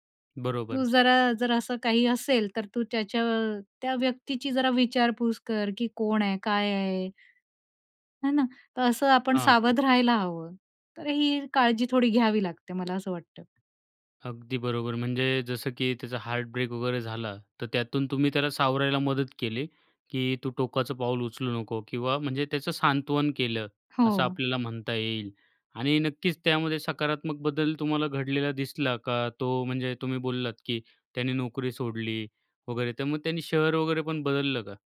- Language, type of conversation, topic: Marathi, podcast, प्रेमामुळे कधी तुमचं आयुष्य बदललं का?
- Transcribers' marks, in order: in Hindi: "है ना"; in English: "हार्टब्रेक"